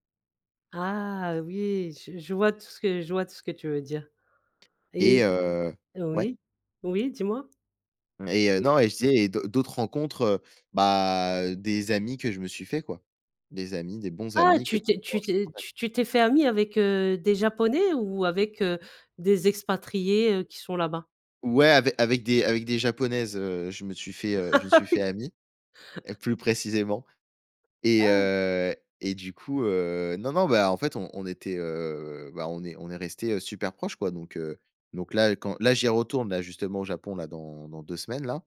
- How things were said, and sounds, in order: other background noise; drawn out: "bah"; unintelligible speech; laugh
- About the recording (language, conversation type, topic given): French, podcast, Parle-moi d’un voyage qui t’a vraiment marqué ?
- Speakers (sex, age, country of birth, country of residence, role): female, 40-44, France, France, host; male, 20-24, France, France, guest